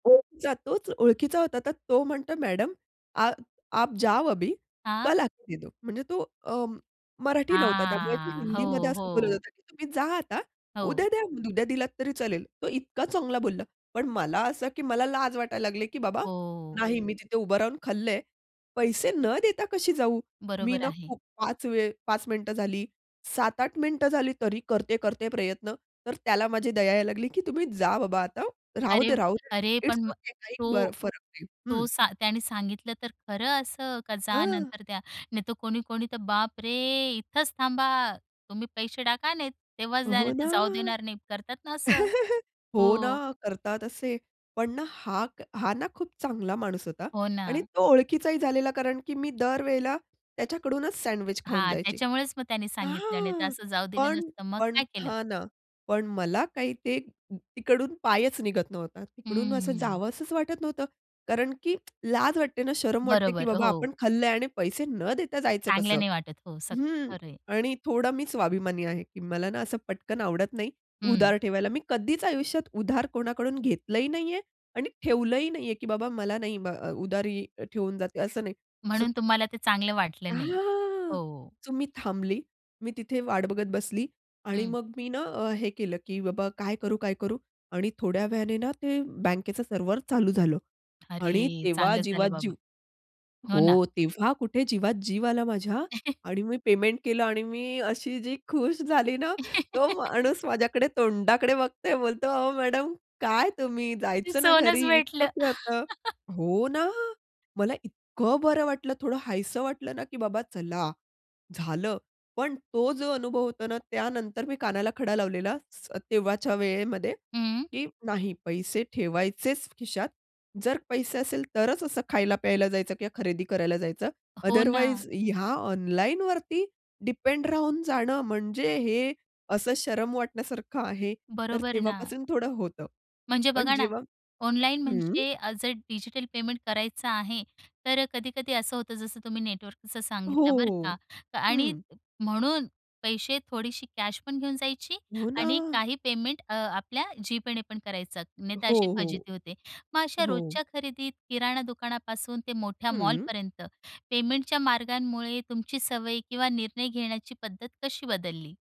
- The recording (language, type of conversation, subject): Marathi, podcast, डिजिटल पेमेंटमुळे तुमची खरेदी करण्याची पद्धत कशी बदलली आहे?
- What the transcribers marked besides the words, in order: in Hindi: "आप आप जाओ अभी, कल आके दो"; drawn out: "हां"; "चालेल" said as "चलेल"; in English: "इट्स"; other background noise; drawn out: "ना"; chuckle; drawn out: "हां"; in English: "सो"; in English: "सर्व्हर"; chuckle; joyful: "मी अशी जी खुश झाली … इतकं काय होतं"; laugh; joyful: "ते सोनच भेटलं"; chuckle; in English: "अदरवाईज"; in English: "डिपेंड"; in English: "कॅश"